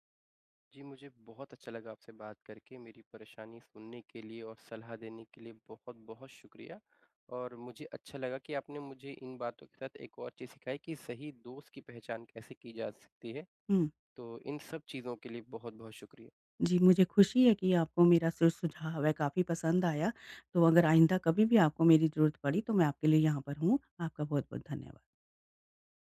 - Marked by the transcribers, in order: none
- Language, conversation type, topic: Hindi, advice, दोस्तों के साथ भावनात्मक सीमाएँ कैसे बनाऊँ और उन्हें बनाए कैसे रखूँ?